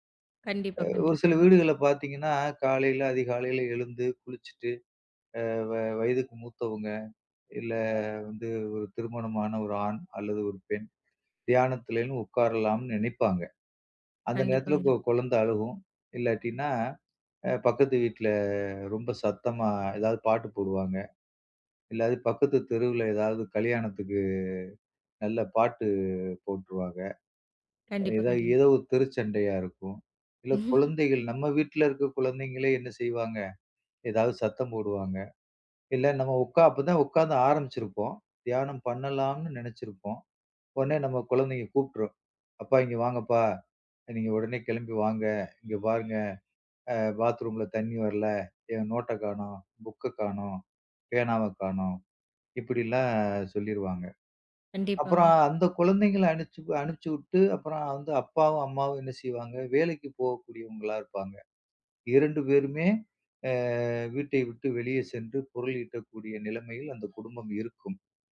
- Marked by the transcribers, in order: other background noise; "இல்லாட்டி" said as "இல்லாதி"; chuckle
- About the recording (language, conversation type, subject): Tamil, podcast, நேரம் இல்லாத நாளில் எப்படி தியானம் செய்யலாம்?